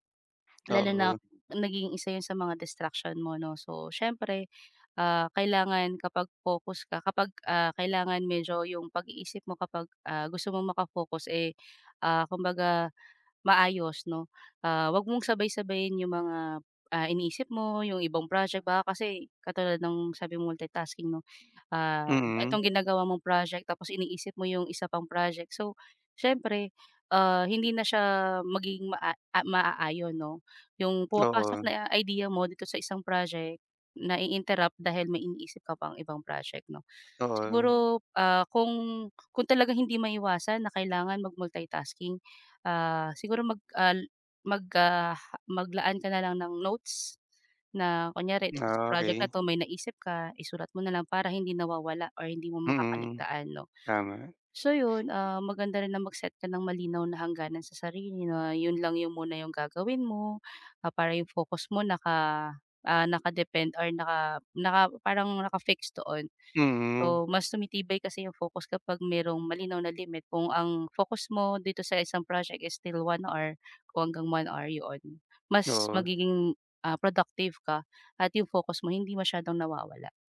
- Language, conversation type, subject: Filipino, advice, Paano ko mapapanatili ang pokus sa kasalukuyan kong proyekto?
- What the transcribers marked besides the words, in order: tapping; other background noise